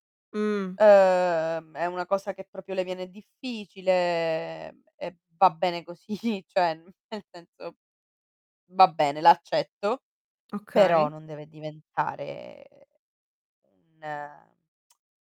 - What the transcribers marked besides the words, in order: "proprio" said as "propio"; laughing while speaking: "così"; distorted speech; laughing while speaking: "nel senso"; drawn out: "diventare"; tsk
- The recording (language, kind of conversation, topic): Italian, podcast, Qual è il tuo approccio per dire di no senza creare conflitto?
- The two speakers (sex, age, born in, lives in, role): female, 25-29, Italy, Italy, host; female, 60-64, Italy, Italy, guest